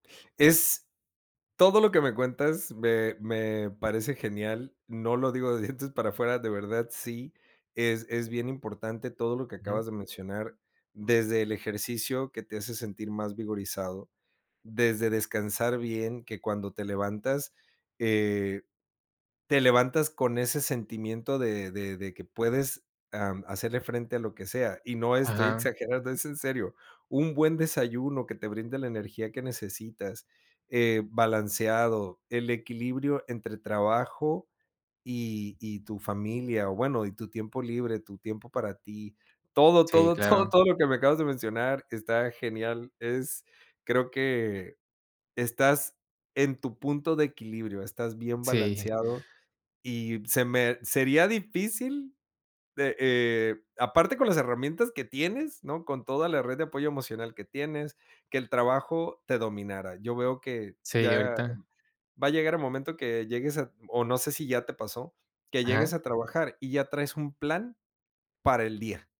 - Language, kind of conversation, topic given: Spanish, podcast, ¿Cuándo sabes que necesitas pedir ayuda con el estrés?
- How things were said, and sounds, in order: laughing while speaking: "todo, todo"